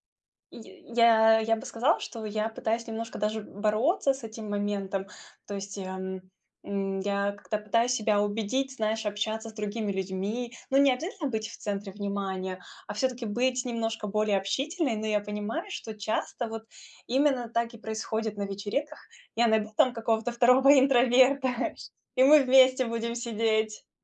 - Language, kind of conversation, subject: Russian, advice, Как справиться с давлением и дискомфортом на тусовках?
- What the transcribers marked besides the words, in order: laughing while speaking: "второго интроверта"